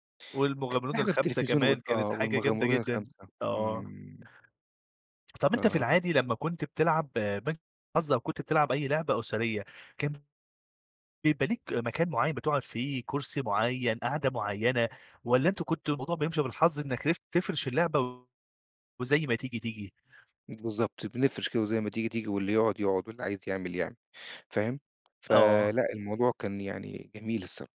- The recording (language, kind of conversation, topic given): Arabic, podcast, إيه اللعبة اللي كان ليها تأثير كبير على عيلتك؟
- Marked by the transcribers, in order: tapping; unintelligible speech